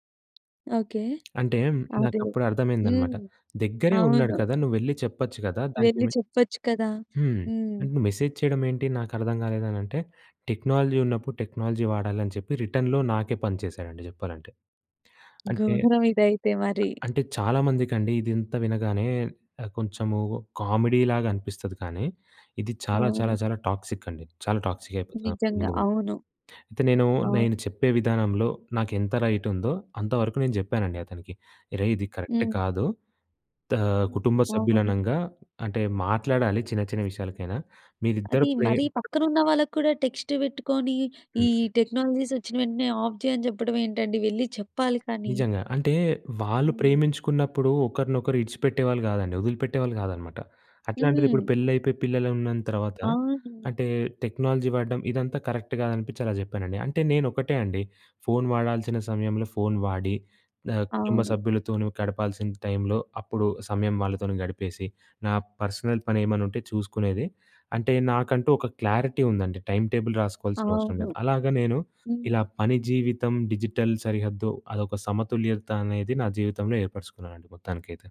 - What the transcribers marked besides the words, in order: other background noise; in English: "మెసేజ్"; in English: "టెక్నాలజీ"; in English: "టెక్నాలజీ"; in English: "రిటర్న్‌లో"; in English: "కామిడీలాగనిపిస్తది"; in English: "కరక్ట్"; in English: "ఆఫ్"; in English: "టెక్నాలజీ"; in English: "కరెక్ట్"; in English: "పర్సనల్"; in English: "క్లారిటీ"; in English: "టైమ్ టేబుల్"; in English: "డిజిటల్"
- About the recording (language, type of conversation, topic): Telugu, podcast, పని, వ్యక్తిగత జీవితాల కోసం ఫోన్‑ఇతర పరికరాల వినియోగానికి మీరు ఏ విధంగా హద్దులు పెట్టుకుంటారు?